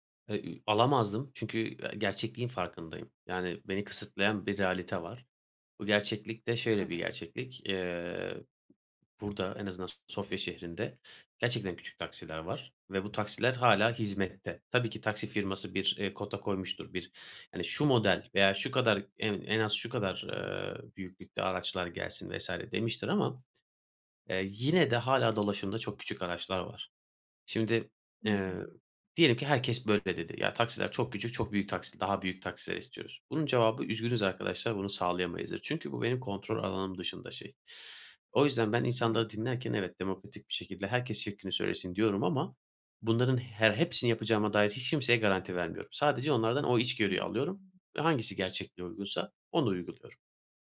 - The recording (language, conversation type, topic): Turkish, podcast, İlk fikrinle son ürün arasında neler değişir?
- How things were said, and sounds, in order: other background noise; unintelligible speech